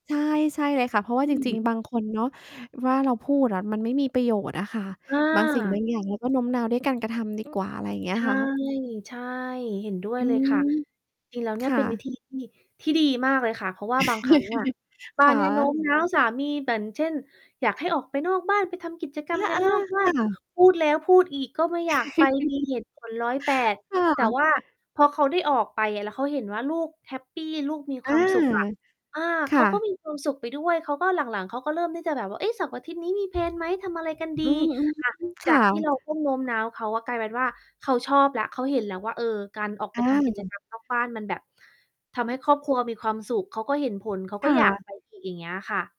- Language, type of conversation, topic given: Thai, unstructured, คุณเคยต้องโน้มน้าวใครสักคนที่ไม่อยากเปลี่ยนใจไหม?
- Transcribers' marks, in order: tapping; mechanical hum; static; laugh; background speech; laugh; distorted speech; in English: "เพลน"; "แพลน" said as "เพลน"